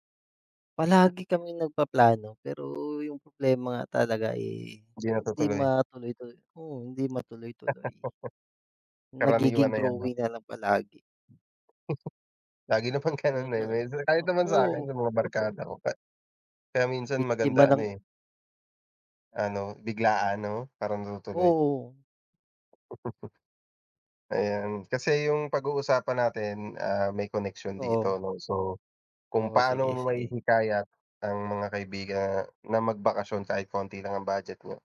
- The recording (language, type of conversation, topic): Filipino, unstructured, Paano mo mahihikayat ang mga kaibigan mong magbakasyon kahit kaunti lang ang badyet?
- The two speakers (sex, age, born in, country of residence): male, 30-34, Philippines, Philippines; male, 30-34, Philippines, Philippines
- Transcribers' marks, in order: other background noise; tapping; laugh; chuckle; laughing while speaking: "naman ganun"; laughing while speaking: "oo"; chuckle